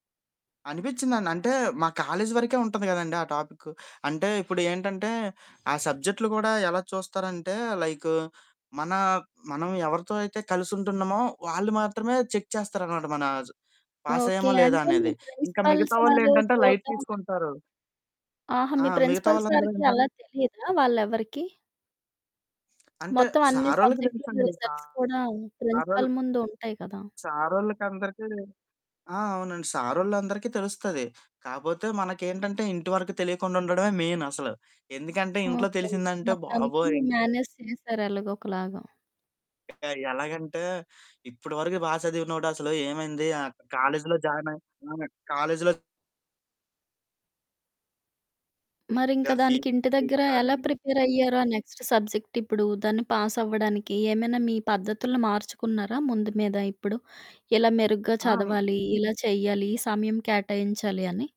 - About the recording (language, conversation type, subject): Telugu, podcast, విఫలమైన తర్వాత మళ్లీ ప్రేరణ పొందడానికి మీరు ఏ సూచనలు ఇస్తారు?
- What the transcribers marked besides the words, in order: in English: "కాలేజ్"; in English: "చెక్"; in English: "పాస్"; in English: "ప్రిన్సిపల్"; in English: "లైట్"; unintelligible speech; in English: "ప్రిన్సిపల్"; lip smack; other background noise; in English: "రిజల్ట్స్"; distorted speech; in English: "ప్రిన్సిపల్"; in English: "మెయిన్"; in English: "మేనేజ్"; in English: "జాయిన్"; unintelligible speech; in English: "ప్రిపేర్"; in English: "నెక్స్ట్ సబ్జెక్ట్"; in English: "పాస్"